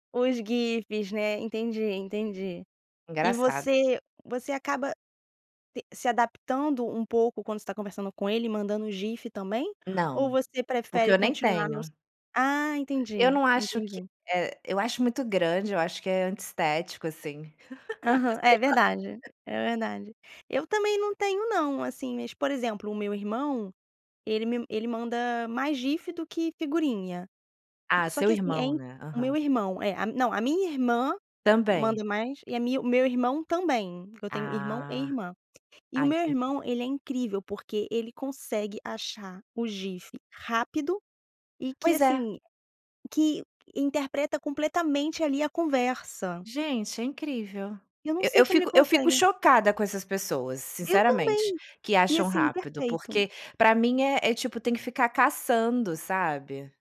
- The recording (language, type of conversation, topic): Portuguese, podcast, Que papel os memes têm nas suas conversas digitais?
- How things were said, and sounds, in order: chuckle